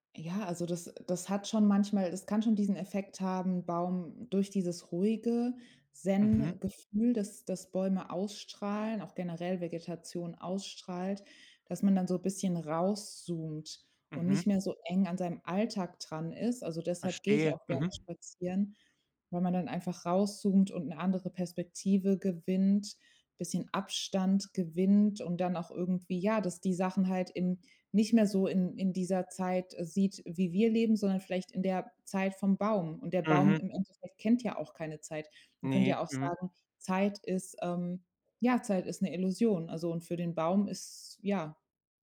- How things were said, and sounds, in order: none
- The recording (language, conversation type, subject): German, podcast, Was bedeutet ein alter Baum für dich?